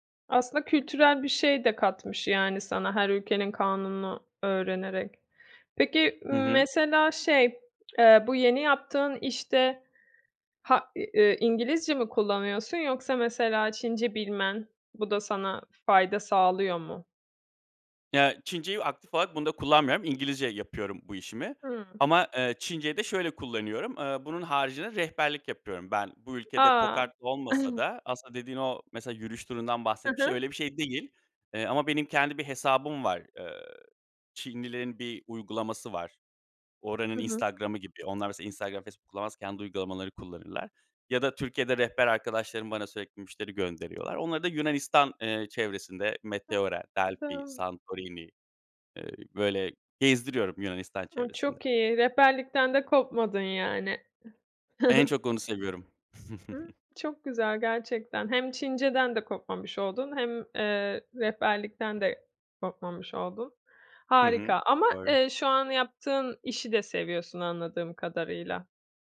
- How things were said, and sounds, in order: tapping; other background noise; chuckle; unintelligible speech; other noise; chuckle
- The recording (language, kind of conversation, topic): Turkish, podcast, Bu iş hayatını nasıl etkiledi ve neleri değiştirdi?